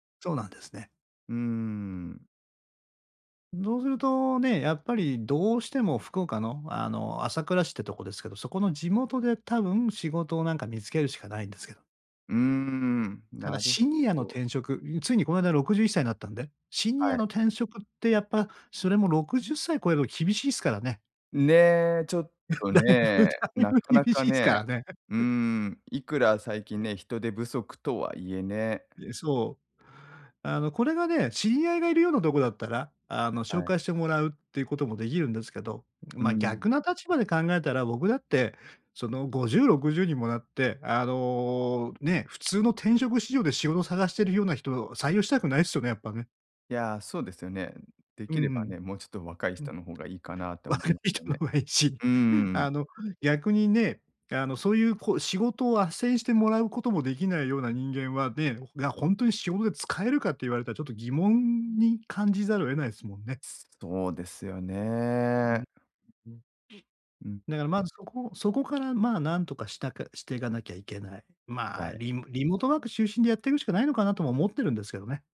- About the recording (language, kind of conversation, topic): Japanese, advice, 新しい環境で孤独感を解消するにはどうすればいいですか？
- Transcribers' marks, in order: tapping; chuckle; laughing while speaking: "大分 大分厳しいすからね"; stressed: "とは"; laughing while speaking: "若い人の方がいいし"; other background noise